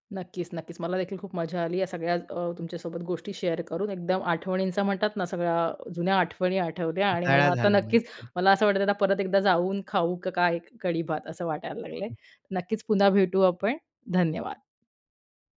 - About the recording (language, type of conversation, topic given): Marathi, podcast, तुमचं ‘मनाला दिलासा देणारं’ आवडतं अन्न कोणतं आहे, आणि ते तुम्हाला का आवडतं?
- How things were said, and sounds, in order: in English: "शेअर"; tapping; unintelligible speech; unintelligible speech; other background noise